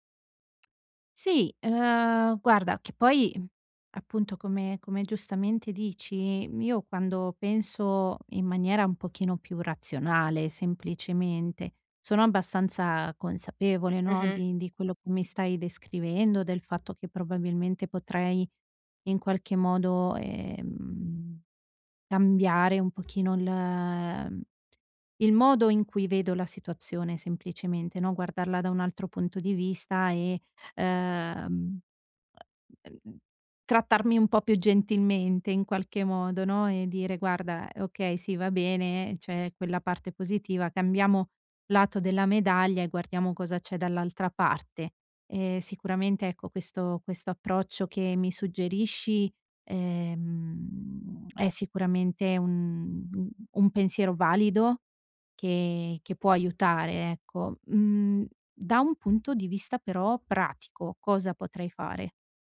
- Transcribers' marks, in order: none
- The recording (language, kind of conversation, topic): Italian, advice, Come posso reagire quando mi sento giudicato perché non possiedo le stesse cose dei miei amici?
- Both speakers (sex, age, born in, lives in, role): female, 20-24, Italy, Italy, advisor; female, 35-39, Italy, Italy, user